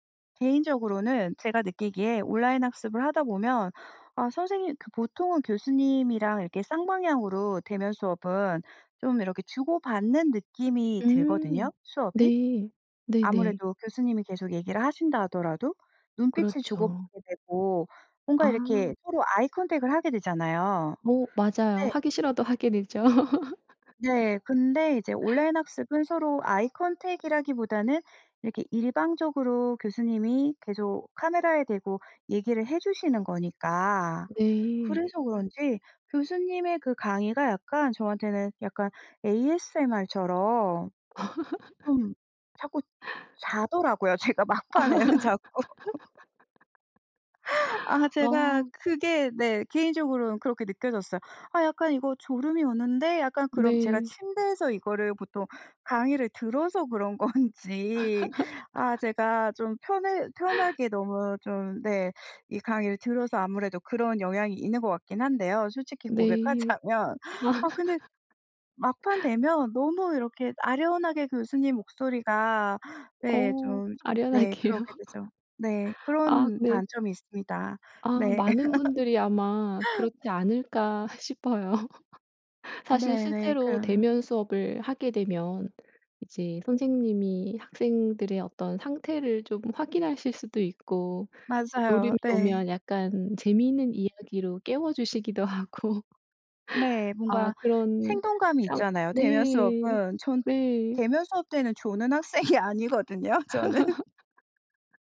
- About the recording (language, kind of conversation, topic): Korean, podcast, 온라인 학습은 학교 수업과 어떤 점에서 가장 다르나요?
- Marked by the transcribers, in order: in English: "아이컨택을"; laugh; in English: "아이컨택이라기보다는"; other background noise; laugh; laughing while speaking: "제가 막판에는 자꾸"; laugh; laugh; laughing while speaking: "건지"; laugh; laughing while speaking: "고백하자면"; laughing while speaking: "아련하게요"; laugh; laugh; laughing while speaking: "하고"; laughing while speaking: "학생이 아니거든요, 저는"; laugh